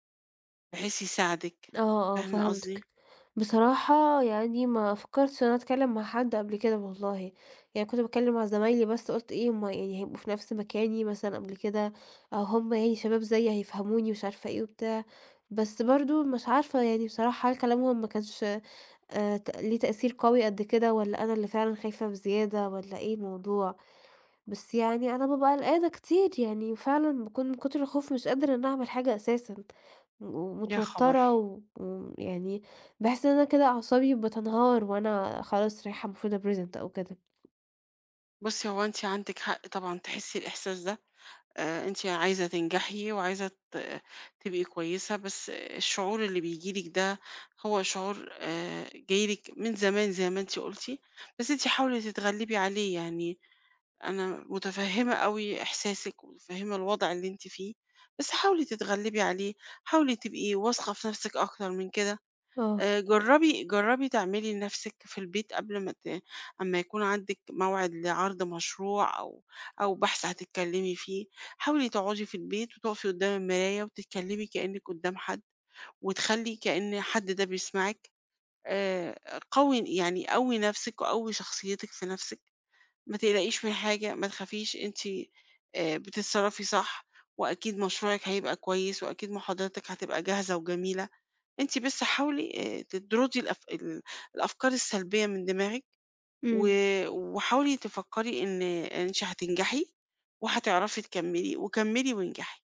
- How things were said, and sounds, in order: in English: "أpresent"; tapping; "تطرُدي" said as "تدرُدي"
- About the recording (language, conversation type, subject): Arabic, advice, إزاي أتغلب على خوفي من الكلام قدّام الناس في الشغل أو في الاجتماعات؟